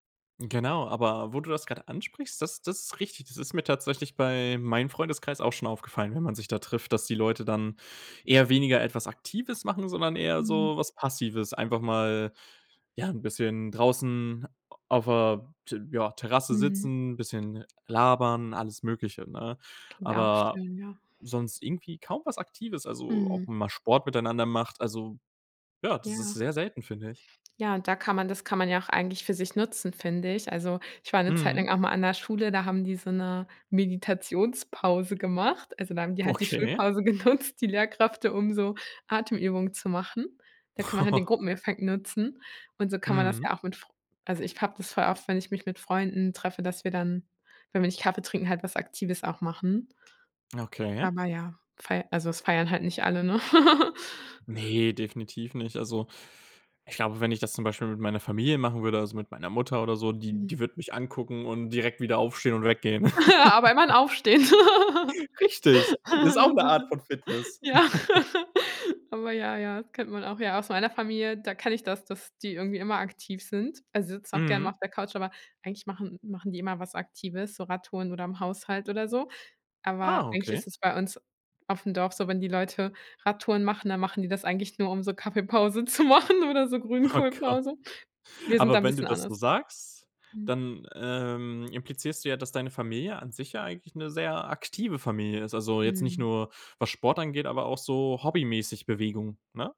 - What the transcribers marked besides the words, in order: other background noise; laughing while speaking: "genutzt"; laugh; laugh; laugh; laughing while speaking: "Ja"; laugh; laugh
- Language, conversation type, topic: German, podcast, Wie integrierst du Bewegung in einen sitzenden Alltag?